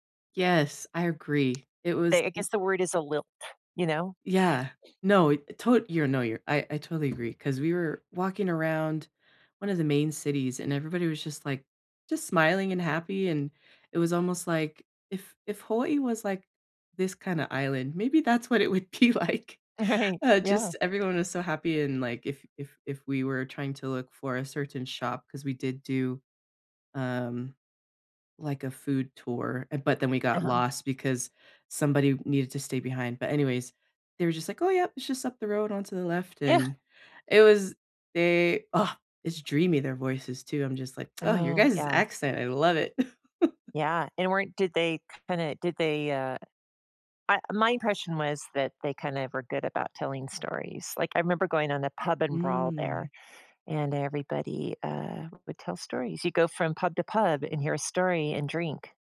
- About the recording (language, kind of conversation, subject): English, unstructured, How can I meet someone amazing while traveling?
- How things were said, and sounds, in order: tapping; laughing while speaking: "be like"; laughing while speaking: "Right"; chuckle